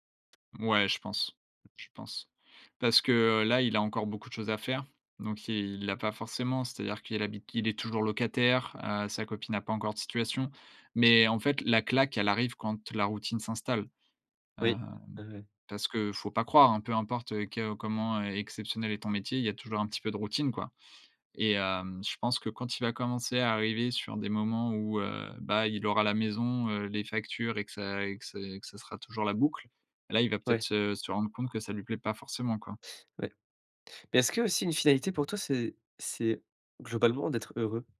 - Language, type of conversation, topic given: French, podcast, C’est quoi, pour toi, une vie réussie ?
- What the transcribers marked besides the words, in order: none